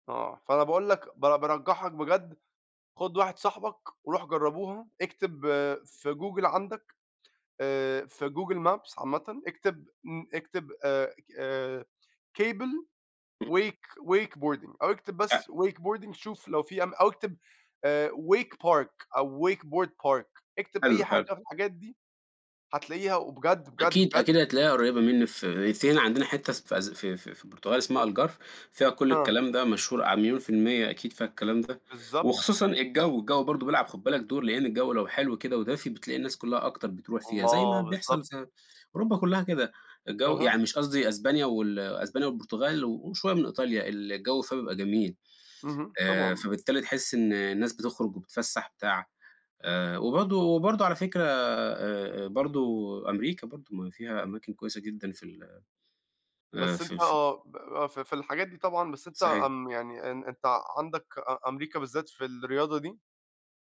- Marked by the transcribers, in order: in English: "cable wake wake wakeboarding"; in English: "wakeboarding"; unintelligible speech; in English: "wake park"; in English: "wakeboard park"; unintelligible speech
- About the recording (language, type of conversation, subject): Arabic, unstructured, إيه العادة اللي نفسك تطورها؟